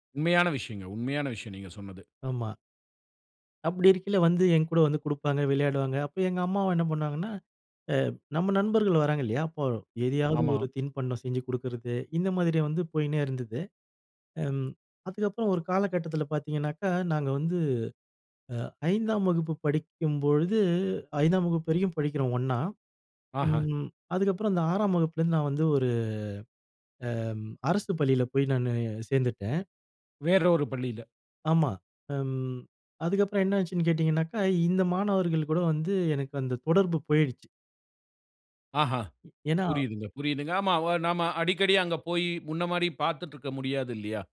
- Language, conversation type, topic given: Tamil, podcast, பால்யகாலத்தில் நடந்த மறக்கமுடியாத ஒரு நட்பு நிகழ்வைச் சொல்ல முடியுமா?
- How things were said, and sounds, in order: "சேர்ந்துட்டேன்" said as "சேந்துட்டேன்"